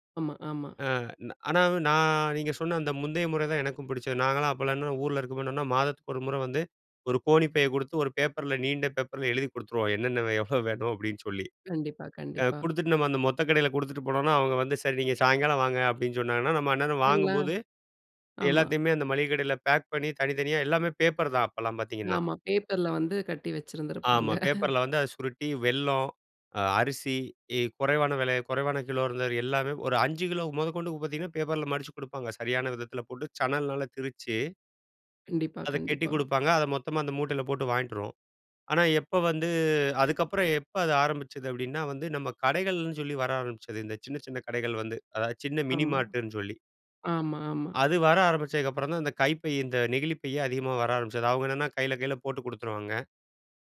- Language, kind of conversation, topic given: Tamil, podcast, பிளாஸ்டிக் பயன்பாட்டைக் குறைக்க நாம் என்ன செய்ய வேண்டும்?
- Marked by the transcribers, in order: "ஆமா" said as "அம்மா"; chuckle; in English: "பேக்"; chuckle